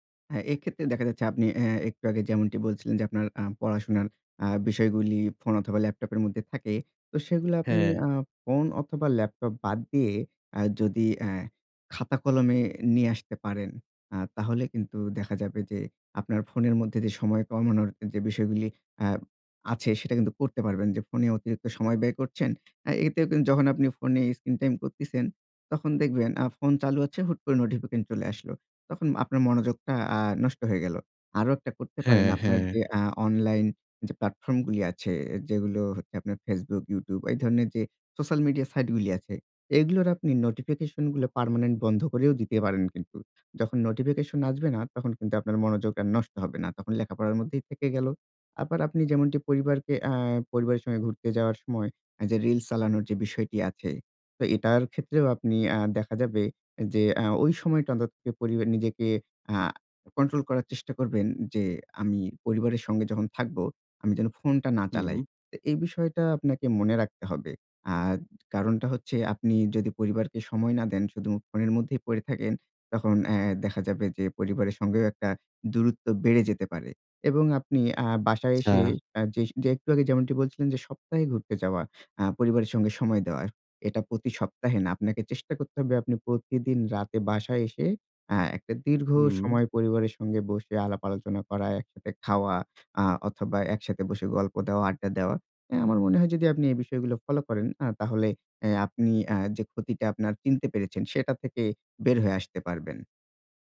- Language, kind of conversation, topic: Bengali, advice, আমি কীভাবে ট্রিগার শনাক্ত করে সেগুলো বদলে ক্ষতিকর অভ্যাস বন্ধ রাখতে পারি?
- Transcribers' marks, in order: other background noise; tapping